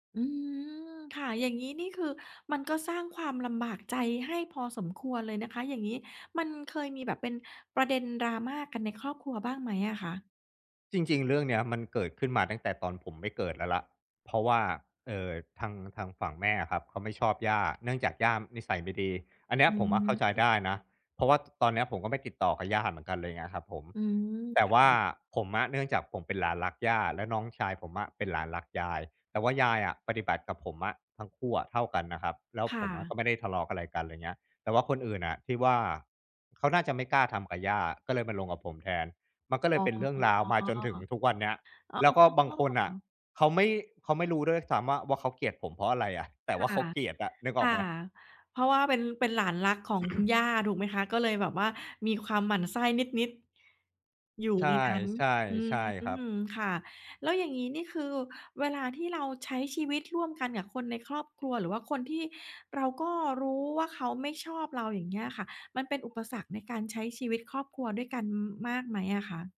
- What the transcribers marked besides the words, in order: other background noise; throat clearing
- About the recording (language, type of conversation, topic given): Thai, podcast, คุณเคยตั้งขอบเขตกับครอบครัวแล้วรู้สึกลำบากไหม?